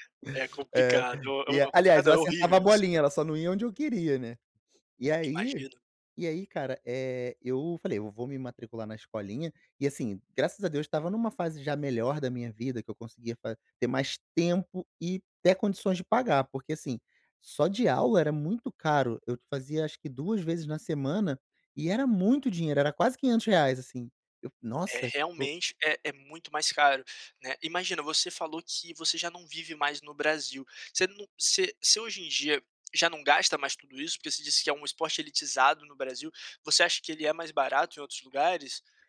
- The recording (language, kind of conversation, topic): Portuguese, podcast, Qual hobby você abandonou e de que ainda sente saudade?
- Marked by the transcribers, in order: other noise; tapping